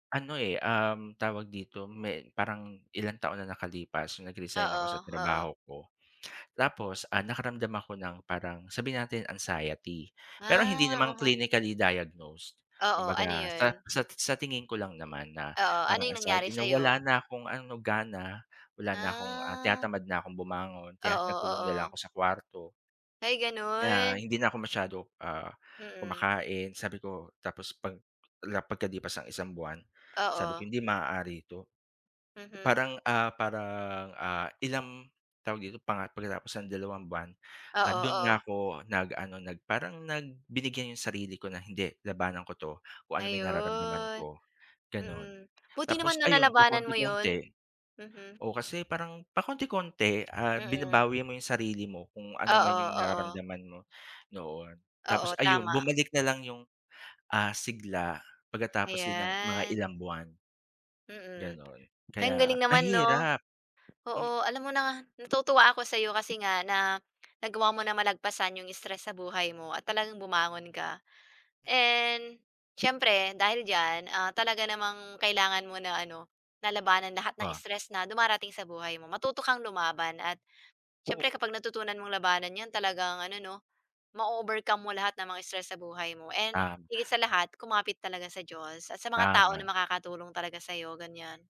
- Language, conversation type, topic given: Filipino, unstructured, Paano mo nilalabanan ang stress sa pang-araw-araw, at ano ang ginagawa mo kapag nakakaramdam ka ng lungkot?
- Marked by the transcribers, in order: in English: "clinically diagnosed"; drawn out: "Ayon"; tapping; other noise; wind; other background noise